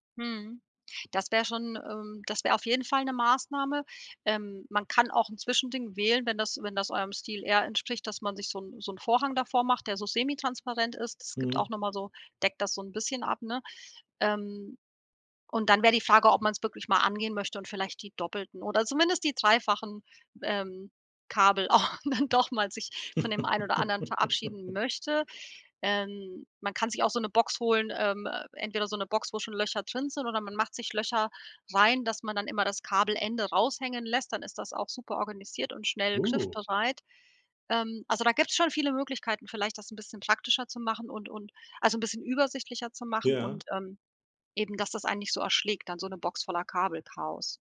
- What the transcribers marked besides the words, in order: laughing while speaking: "auch dann doch mal"; laugh
- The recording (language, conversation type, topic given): German, advice, Wie beeinträchtigen Arbeitsplatzchaos und Ablenkungen zu Hause deine Konzentration?